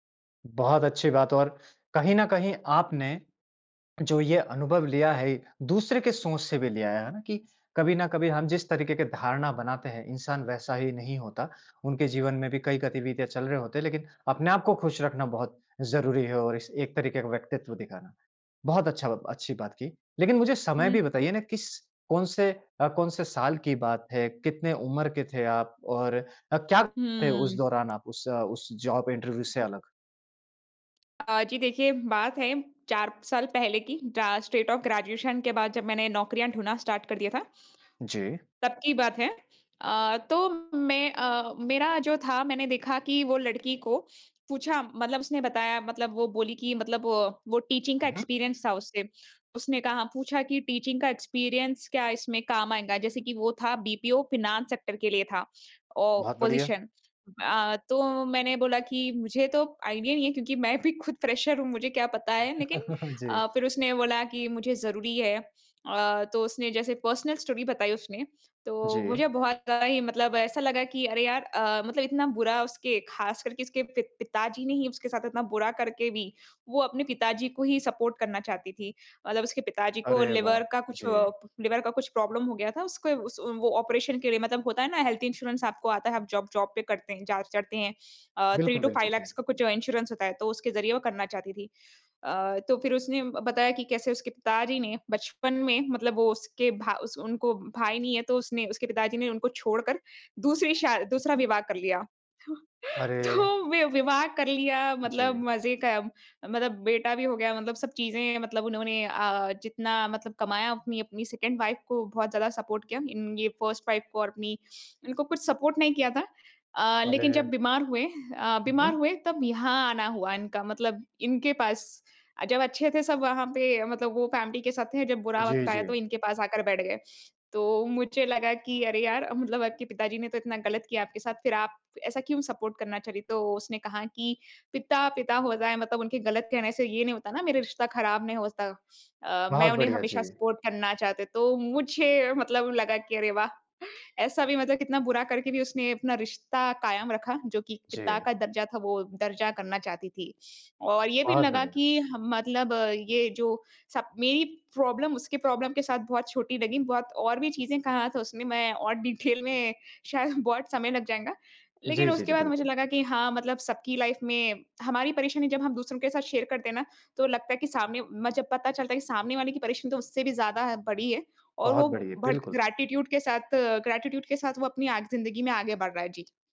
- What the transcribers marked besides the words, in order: tapping; in English: "जॉब इंटरव्यू"; in English: "स्टेट ऑफ़ ग्रेजुएशन"; in English: "स्टार्ट"; in English: "टीचिंग"; in English: "एक्सपीरियंस"; in English: "टीचिंग"; in English: "एक्सपीरियंस"; in English: "फिनांस सेक्टर"; "फाइनेंस" said as "फिनांस"; in English: "पोज़ीशन"; in English: "आइडिया"; in English: "खुद फ़्रेशर"; chuckle; in English: "पर्सनल स्टोरी"; in English: "सपोर्ट"; in English: "लिवर"; in English: "लिवर"; in English: "प्रॉब्लम"; in English: "ऑपरेशन"; in English: "हेल्थ-इंश्योरेंस"; in English: "जॉब जॉब"; in English: "थ्री टू फ़ाइव लेख्स"; in English: "इंश्योरेंस"; unintelligible speech; laughing while speaking: "तो, तो वि विवाह कर लिया मतलब मज़े क मतलब बेटा"; in English: "सेकंड वाइफ़"; in English: "सपोर्ट"; in English: "फ़र्स्ट वाइफ़"; in English: "सपोर्ट"; in English: "फैमिली"; in English: "सपोर्ट"; "होता" said as "होसता"; in English: "सपोर्ट"; in English: "प्रॉब्लम"; in English: "प्रॉब्लम"; in English: "डिटेल"; laughing while speaking: "डिटेल"; laughing while speaking: "शायद"; in English: "लाइफ़"; in English: "शेयर"; in English: "ग्रैटिट्यूड"; in English: "ग्रैटिट्यूड"
- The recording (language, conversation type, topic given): Hindi, podcast, किस अनुभव ने आपकी सोच सबसे ज़्यादा बदली?